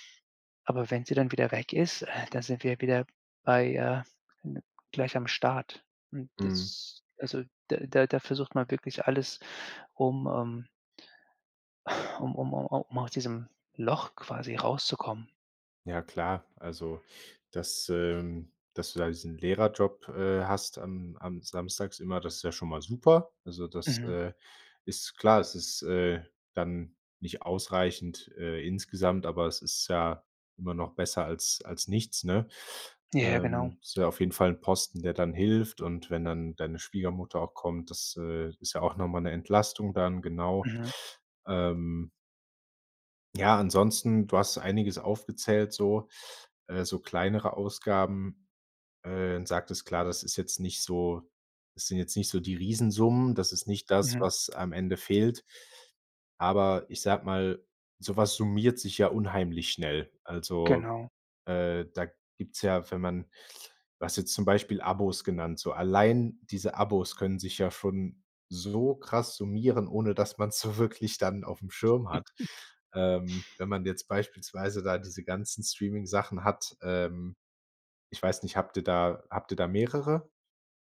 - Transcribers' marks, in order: other noise; sigh; chuckle
- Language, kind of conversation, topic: German, advice, Wie komme ich bis zum Monatsende mit meinem Geld aus?
- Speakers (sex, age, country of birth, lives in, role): male, 25-29, Germany, Germany, advisor; male, 40-44, Germany, United States, user